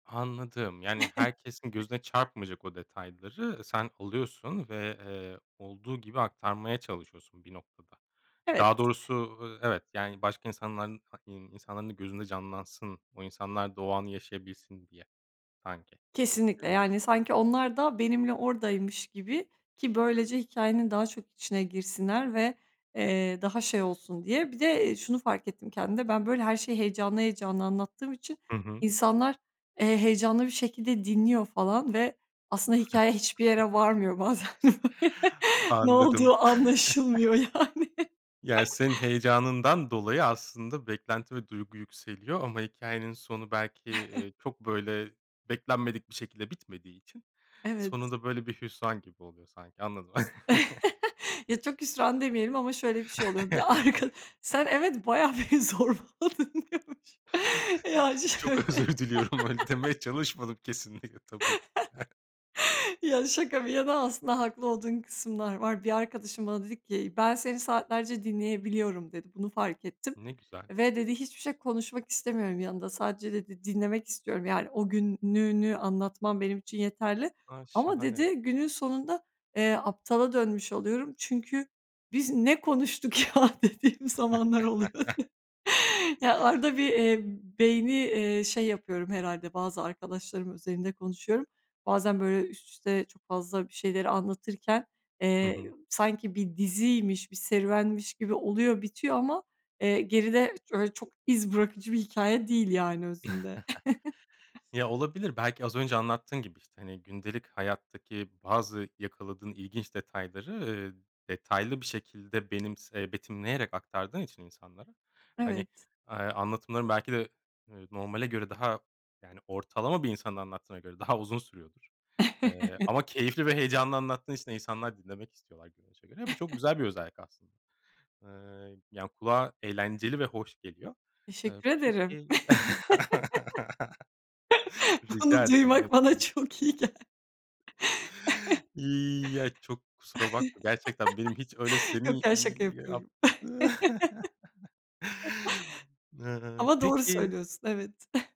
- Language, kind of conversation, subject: Turkish, podcast, Yaratıcılık ve özgüven arasındaki ilişki nasıl?
- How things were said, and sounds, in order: chuckle; other background noise; chuckle; tapping; chuckle; laughing while speaking: "bazen"; chuckle; laughing while speaking: "yani"; chuckle; chuckle; chuckle; laughing while speaking: "Bir arkad"; laughing while speaking: "beni zorbaladın, diyormuşum. Ya şöyle"; chuckle; laughing while speaking: "Çok özür diliyorum, öyle demeye çalışmadım kesinlikle tabii ki de"; chuckle; chuckle; laughing while speaking: "ya?' dediğim zamanlar oluyor"; chuckle; chuckle; chuckle; laughing while speaking: "Evet"; chuckle; laugh; chuckle; laughing while speaking: "bana çok iyi gel"; chuckle; chuckle; chuckle; chuckle